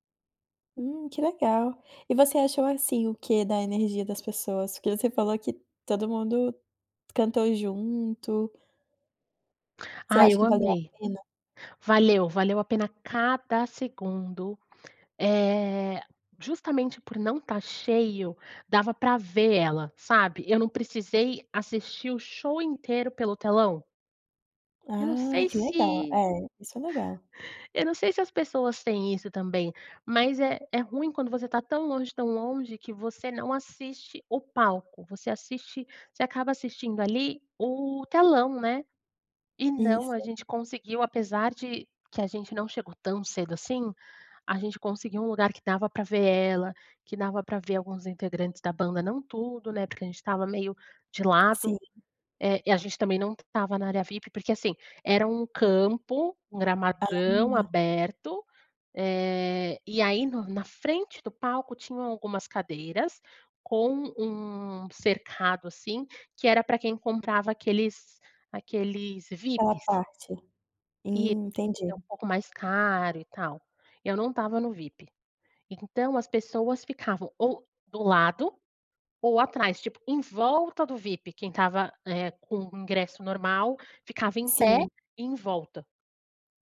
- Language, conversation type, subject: Portuguese, podcast, Qual foi o show ao vivo que mais te marcou?
- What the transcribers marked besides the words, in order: none